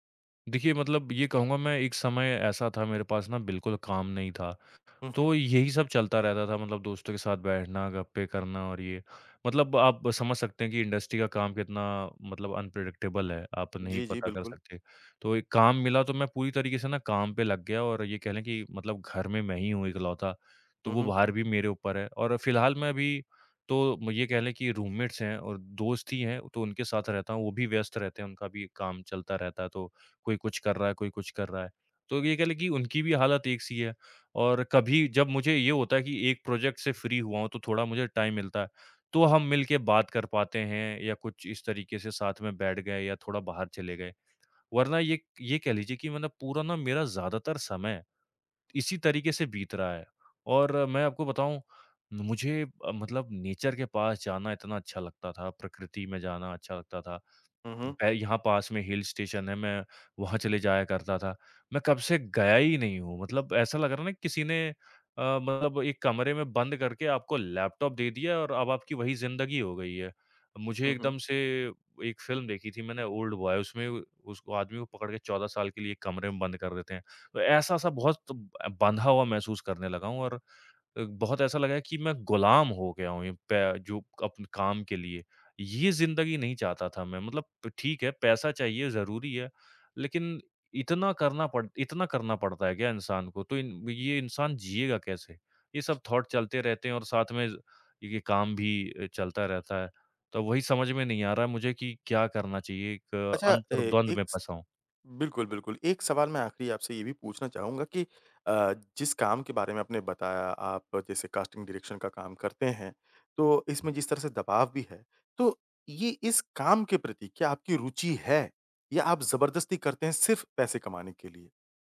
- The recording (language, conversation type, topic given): Hindi, advice, लगातार काम के दबाव से ऊर्जा खत्म होना और रोज मन न लगना
- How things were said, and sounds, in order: in English: "इंडस्ट्री"; in English: "अनप्रेडिक्टेबल"; in English: "रूममेट्स"; in English: "प्रोजेक्ट"; in English: "फ्री"; in English: "टाइम"; in English: "नेचर"; in English: "हिल स्टेशन"; in English: "फ़िल्म"; in English: "थॉट"; in English: "कास्टिंग डायरेक्शन"